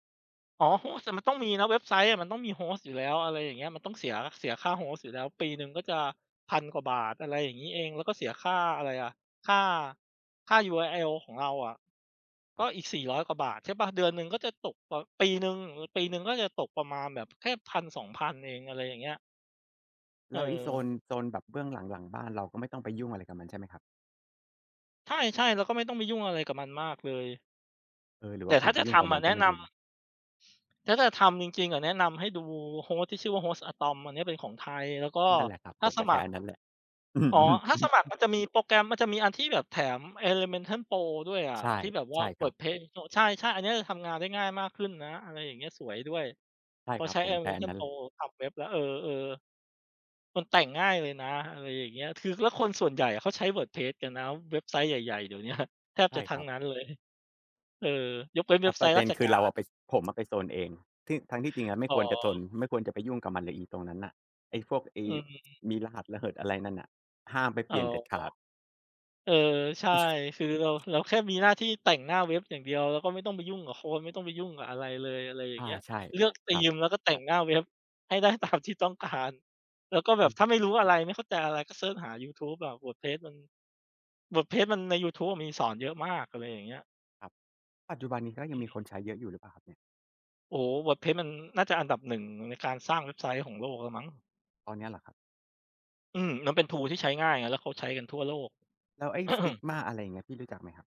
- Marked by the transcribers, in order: in English: "host"; in English: "host"; in English: "host"; in English: "host"; chuckle; laughing while speaking: "เนี้ย"; tsk; unintelligible speech; other background noise; laughing while speaking: "ตามที่ต้องการ"; throat clearing
- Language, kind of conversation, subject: Thai, unstructured, ถ้าคุณอยากชวนให้คนอื่นลองทำงานอดิเรกของคุณ คุณจะบอกเขาว่าอะไร?
- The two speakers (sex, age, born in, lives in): male, 30-34, Thailand, Thailand; male, 35-39, Thailand, Thailand